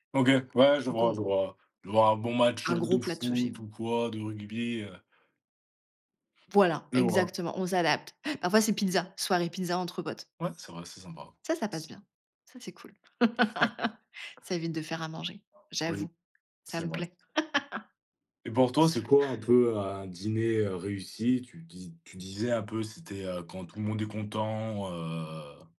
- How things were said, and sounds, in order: chuckle; laugh; laugh; tapping; drawn out: "heu"
- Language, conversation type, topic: French, podcast, Quel plat a toujours du succès auprès de tes invités ?